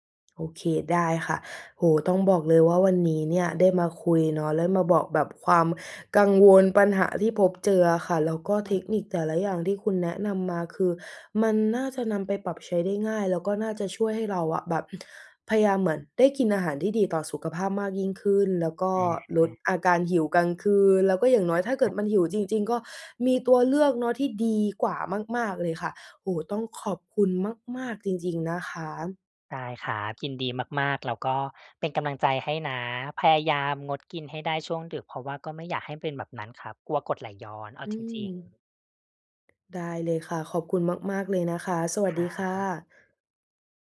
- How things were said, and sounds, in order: unintelligible speech; other noise
- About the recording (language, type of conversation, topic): Thai, advice, พยายามกินอาหารเพื่อสุขภาพแต่หิวตอนกลางคืนและมักหยิบของกินง่าย ๆ ควรทำอย่างไร